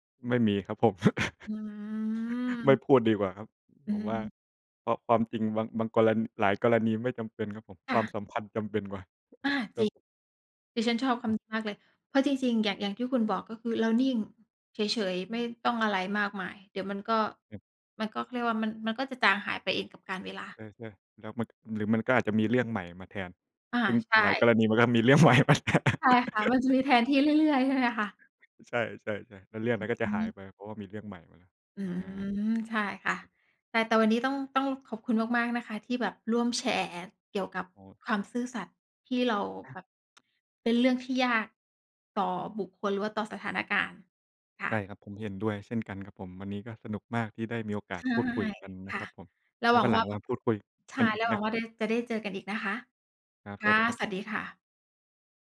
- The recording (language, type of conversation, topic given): Thai, unstructured, เมื่อไหร่ที่คุณคิดว่าความซื่อสัตย์เป็นเรื่องยากที่สุด?
- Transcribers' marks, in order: chuckle; tapping; drawn out: "อืม"; laughing while speaking: "เรื่องใหม่มาแทน"; chuckle; tsk